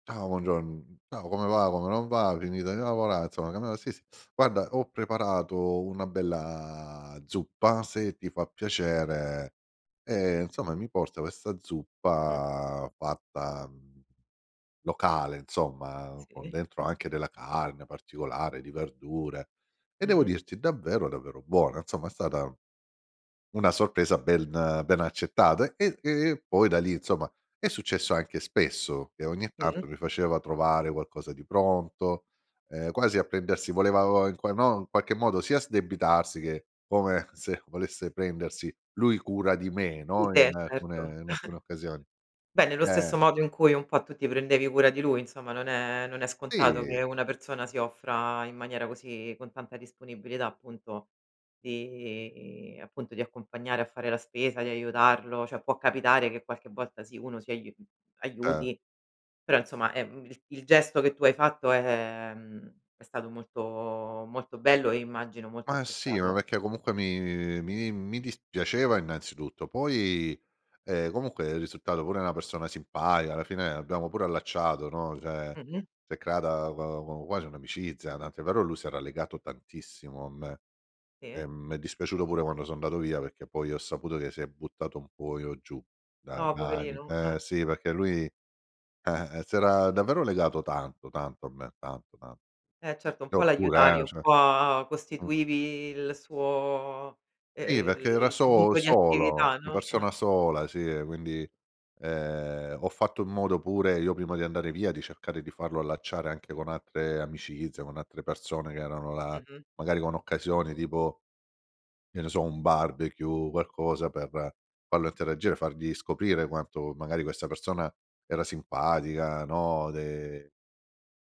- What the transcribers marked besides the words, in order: unintelligible speech; other background noise; chuckle; sad: "No poverino"
- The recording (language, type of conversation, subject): Italian, podcast, Hai mai aiutato qualcuno e ricevuto una sorpresa inaspettata?